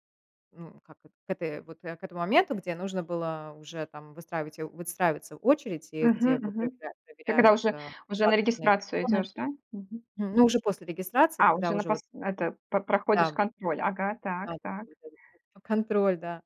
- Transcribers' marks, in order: unintelligible speech
- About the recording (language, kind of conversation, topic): Russian, podcast, Расскажите о случае, когда незнакомец выручил вас в путешествии?